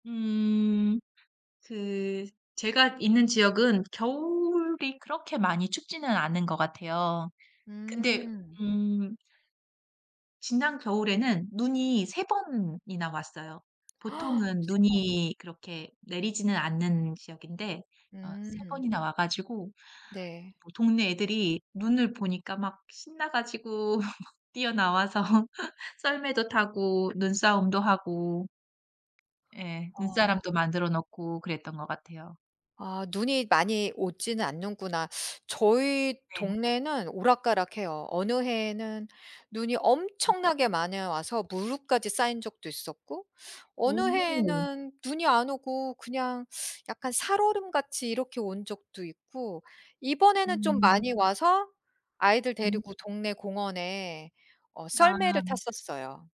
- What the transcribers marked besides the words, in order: other background noise; tapping; gasp; laugh; laughing while speaking: "뛰어나와서"
- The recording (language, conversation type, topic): Korean, unstructured, 가장 좋아하는 계절은 무엇이며, 그 이유는 무엇인가요?
- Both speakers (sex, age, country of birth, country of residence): female, 40-44, South Korea, United States; female, 45-49, United States, United States